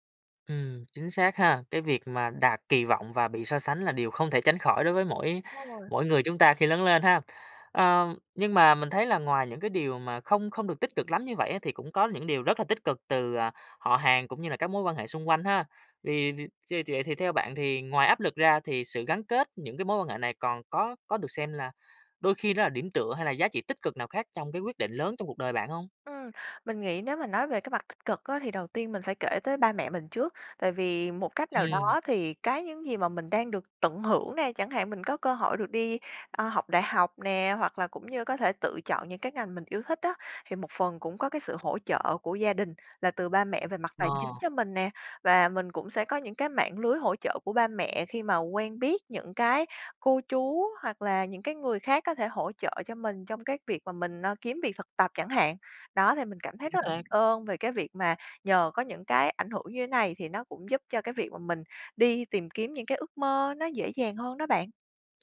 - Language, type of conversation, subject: Vietnamese, podcast, Gia đình ảnh hưởng đến những quyết định quan trọng trong cuộc đời bạn như thế nào?
- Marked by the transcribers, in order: other background noise